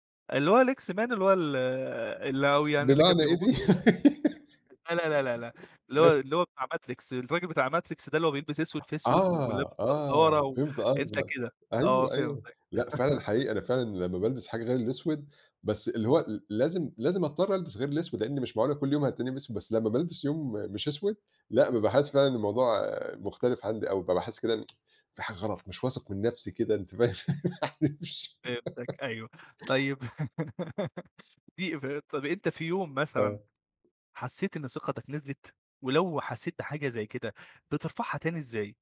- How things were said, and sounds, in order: in English: "الإكس مان"; other background noise; background speech; laugh; chuckle; tsk; laughing while speaking: "فاهم، يعني مش"; laugh; tapping
- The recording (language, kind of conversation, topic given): Arabic, podcast, إيه الحاجات الصغيرة اللي بتقوّي ثقتك في نفسك كل يوم؟